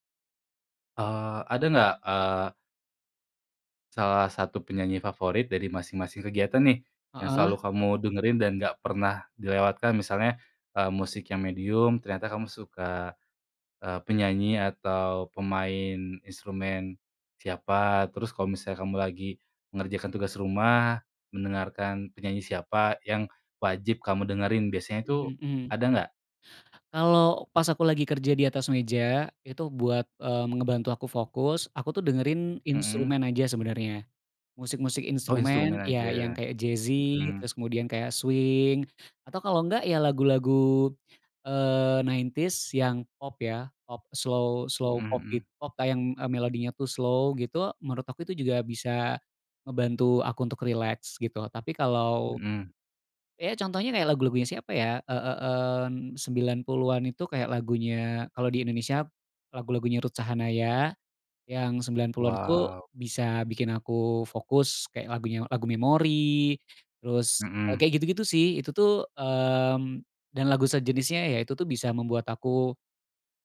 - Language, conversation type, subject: Indonesian, podcast, Bagaimana musik memengaruhi suasana hatimu sehari-hari?
- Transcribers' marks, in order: in English: "jazzy"; in English: "swing"; in English: "nineties"; in English: "slow slow"; in English: "slow"